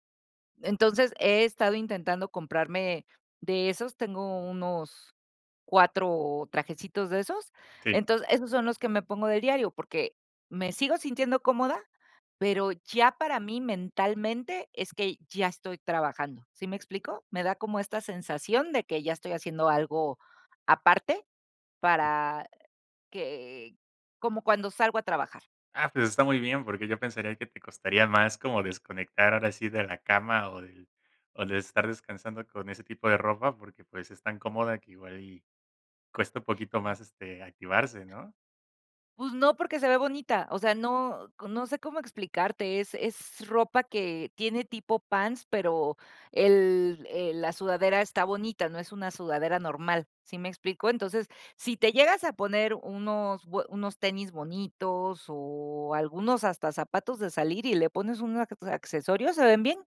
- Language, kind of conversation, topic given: Spanish, podcast, ¿Tienes prendas que usas según tu estado de ánimo?
- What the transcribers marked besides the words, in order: other background noise